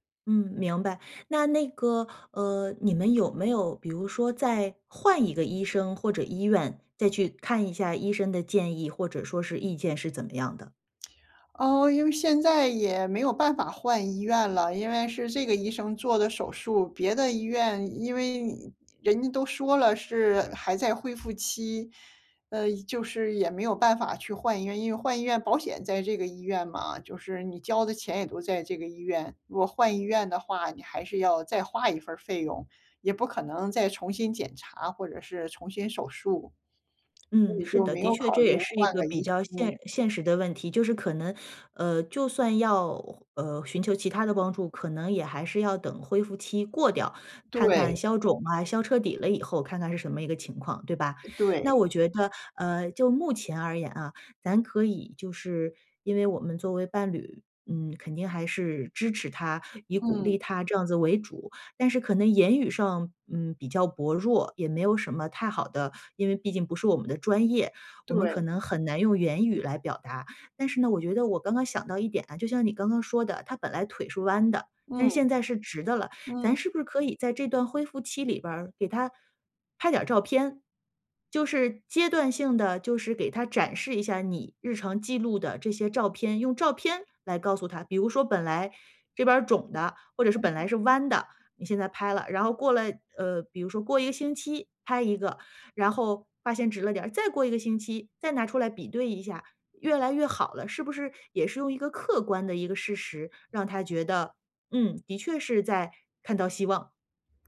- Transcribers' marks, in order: other noise; other background noise
- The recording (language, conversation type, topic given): Chinese, advice, 我该如何陪伴伴侣走出低落情绪？
- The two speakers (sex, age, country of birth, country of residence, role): female, 40-44, China, United States, advisor; female, 55-59, China, United States, user